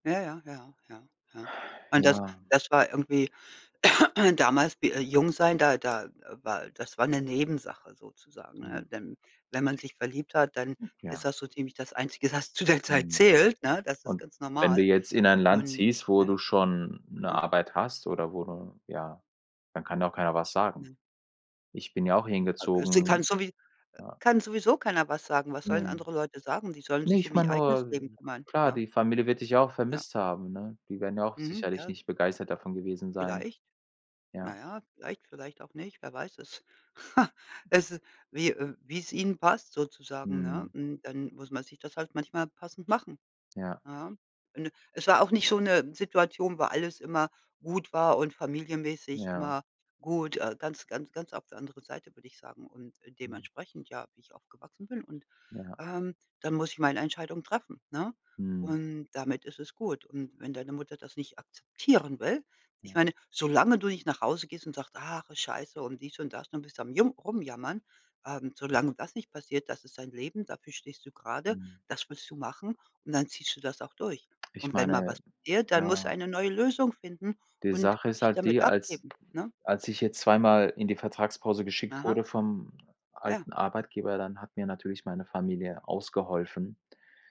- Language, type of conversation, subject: German, unstructured, Wie reagierst du, wenn deine Familie deine Entscheidungen kritisiert?
- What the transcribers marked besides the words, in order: exhale; other background noise; cough; throat clearing; other noise; laughing while speaking: "was zu der Zeit zählt, ne"; snort; stressed: "akzeptieren will"